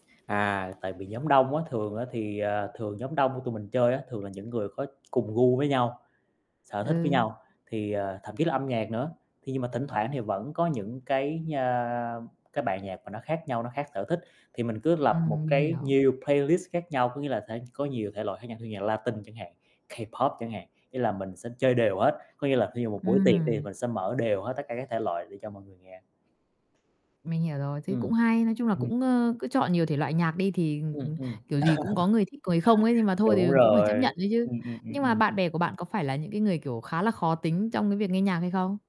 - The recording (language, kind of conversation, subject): Vietnamese, podcast, Làm sao để chọn bài cho danh sách phát chung của cả nhóm?
- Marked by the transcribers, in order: other background noise; tapping; in English: "playlist"; static; distorted speech; chuckle; unintelligible speech